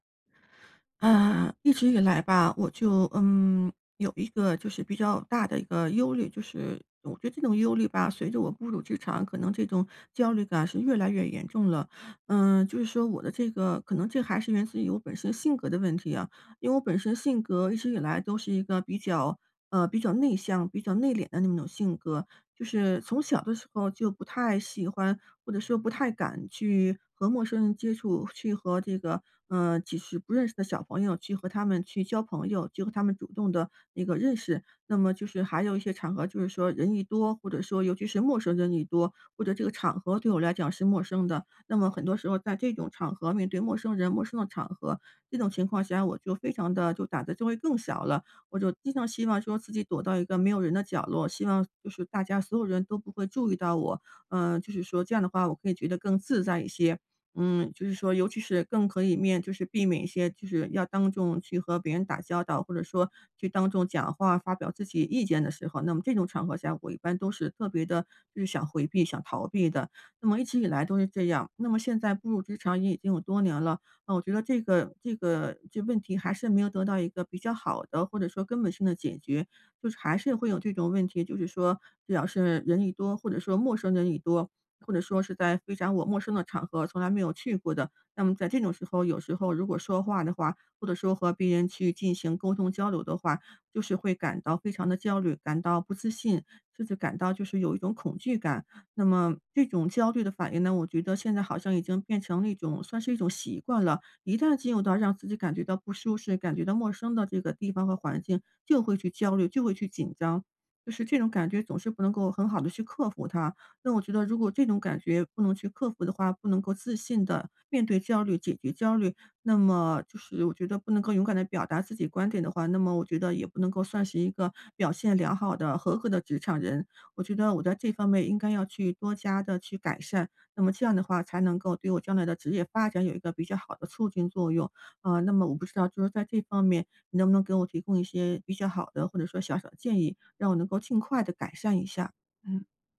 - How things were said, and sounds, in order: none
- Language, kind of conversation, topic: Chinese, advice, 我怎样才能接受焦虑是一种正常的自然反应？